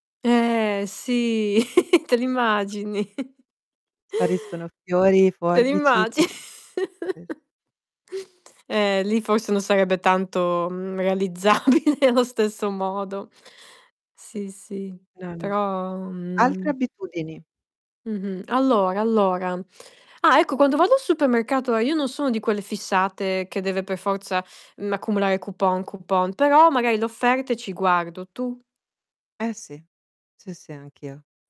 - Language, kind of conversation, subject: Italian, unstructured, Quali metodi usi per risparmiare senza rinunciare alle piccole gioie quotidiane?
- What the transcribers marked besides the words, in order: chuckle; tapping; chuckle; distorted speech; laughing while speaking: "realizzabile"